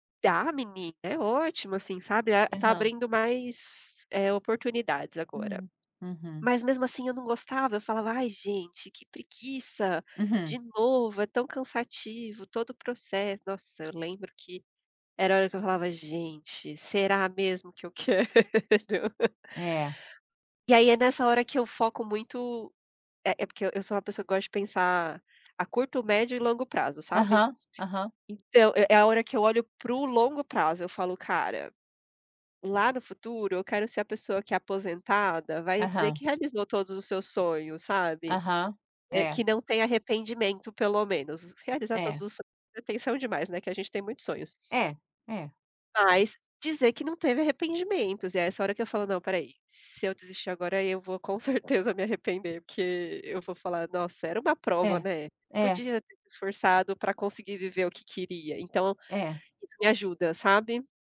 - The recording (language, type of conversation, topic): Portuguese, unstructured, Como enfrentar momentos de fracasso sem desistir?
- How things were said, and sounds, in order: laughing while speaking: "quero?"; laugh; tapping; other background noise